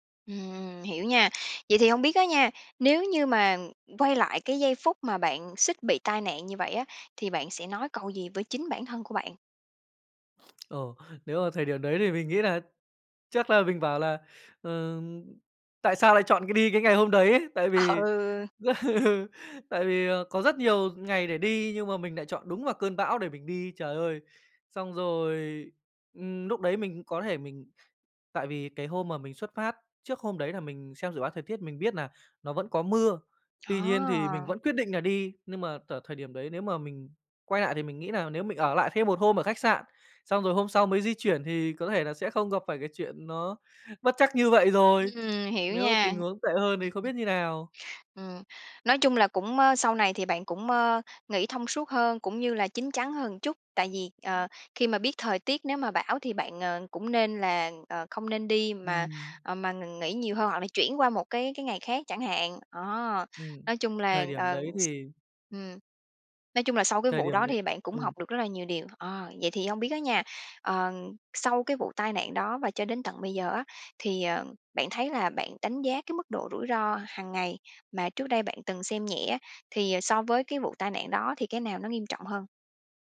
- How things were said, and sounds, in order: tapping; other background noise; lip smack; laughing while speaking: "ừ"
- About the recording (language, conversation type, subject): Vietnamese, podcast, Bạn đã từng suýt gặp tai nạn nhưng may mắn thoát nạn chưa?